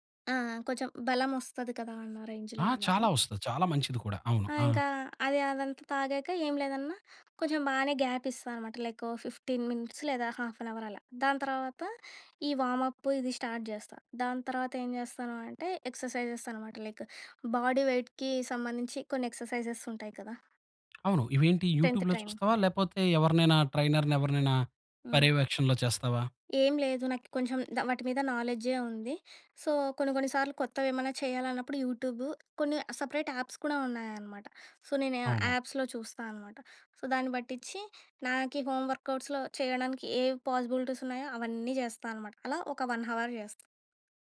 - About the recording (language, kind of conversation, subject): Telugu, podcast, మీ ఉదయం ఎలా ప్రారంభిస్తారు?
- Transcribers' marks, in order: in English: "రేంజ్‌లో"; in English: "గ్యాప్"; in English: "లైక్, ఫిఫ్టీన్ మినిట్స్"; in English: "హాఫ్ అన్ అవర్"; in English: "వార్మ్‌అప్ప్"; in English: "స్టార్ట్"; in English: "ఎక్స్‌ర్‌సైజెస్"; in English: "లైక్, బాడీ వెయిట్‌కి"; in English: "ఎక్స్‌ర్‌సైజెస్"; in English: "టెన్థ్ ట్రైనింగ్"; other background noise; in English: "ట్రైనర్‌ని"; in English: "సో"; in English: "సెపరేట్ యాప్స్"; tapping; in English: "సో"; in English: "యాప్స్‌లో"; in English: "సో"; in English: "హోమ్ వర్కౌట్స్‌లో"; in English: "పాసిబిలిటీస్"; in English: "వన్ హవర్ చేస్తా"